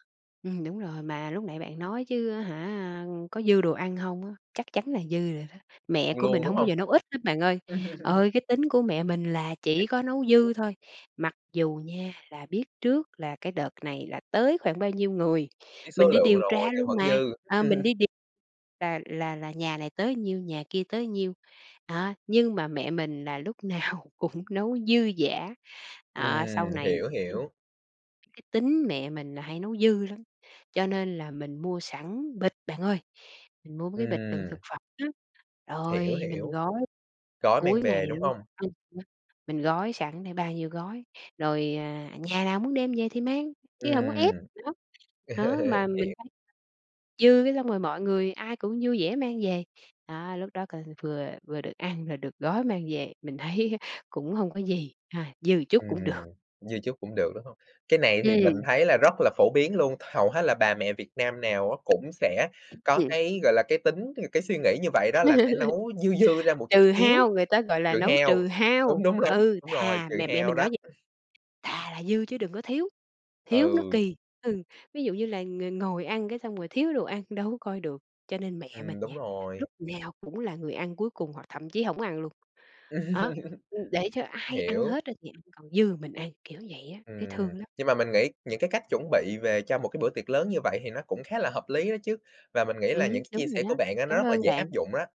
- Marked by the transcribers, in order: laugh; unintelligible speech; laugh; tapping; unintelligible speech; other background noise; laugh; unintelligible speech; laughing while speaking: "thấy á"; laugh; other noise; laugh
- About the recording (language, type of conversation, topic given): Vietnamese, podcast, Bạn chuẩn bị thế nào cho bữa tiệc gia đình lớn?